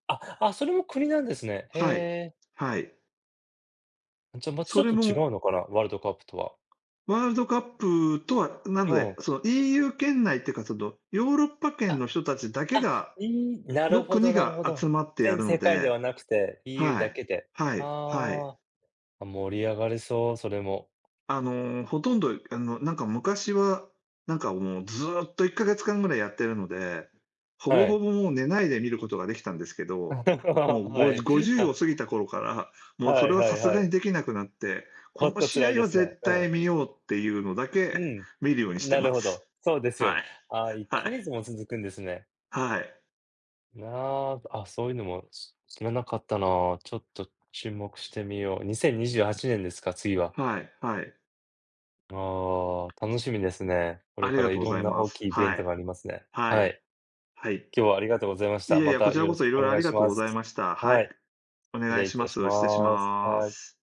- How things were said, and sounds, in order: other background noise; tapping; laugh; laughing while speaking: "はい、はい"
- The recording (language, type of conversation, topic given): Japanese, unstructured, 趣味が周りの人に理解されないと感じることはありますか？
- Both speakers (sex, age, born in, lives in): male, 40-44, Japan, United States; male, 60-64, Japan, Japan